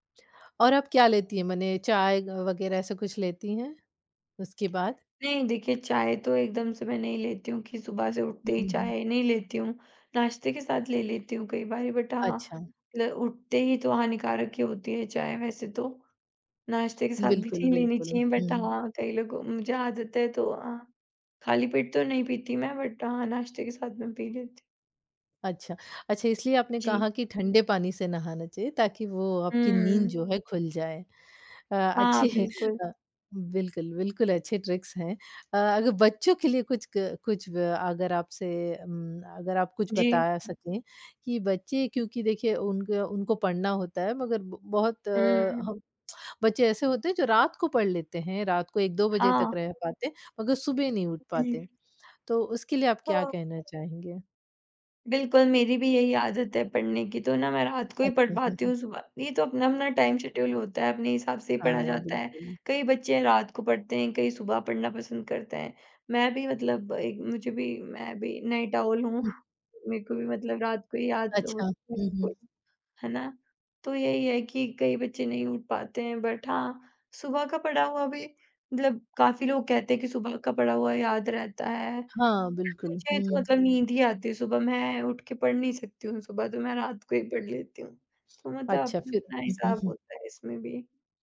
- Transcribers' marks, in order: in English: "बट"; in English: "बट"; other background noise; in English: "बट"; tapping; laughing while speaking: "अच्छी"; in English: "ट्रिक्स"; laughing while speaking: "अच्छा"; chuckle; in English: "टाइम शेड्यूल"; in English: "नाइट आउल"; in English: "बट"; chuckle
- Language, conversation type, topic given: Hindi, podcast, सुबह जल्दी उठने की कोई ट्रिक बताओ?